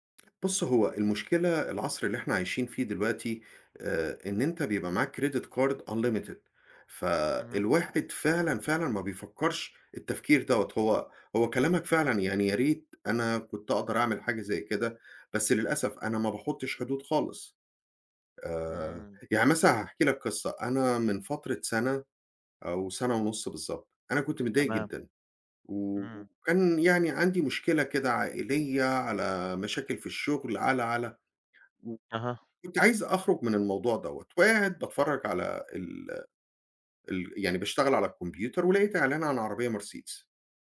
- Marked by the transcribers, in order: in English: "credit card unlimited"
- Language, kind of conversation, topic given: Arabic, advice, إزاي أقدر أقاوم الشراء العاطفي لما أكون متوتر أو زهقان؟